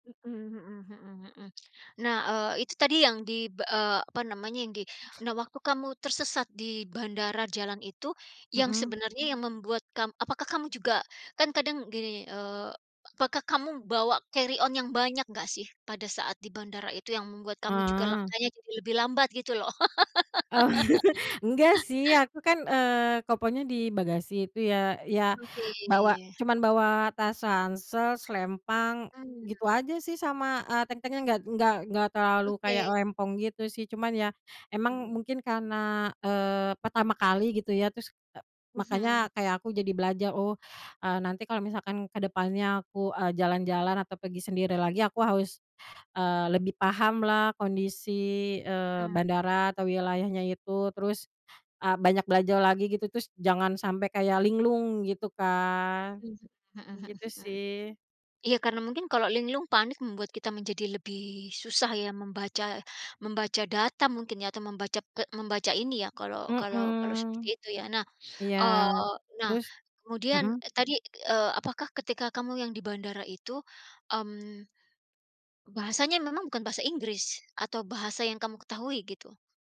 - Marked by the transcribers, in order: other background noise; in English: "carry on"; tapping; laugh
- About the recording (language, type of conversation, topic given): Indonesian, podcast, Pernah tersesat saat jalan-jalan, pelajaran apa yang kamu dapat?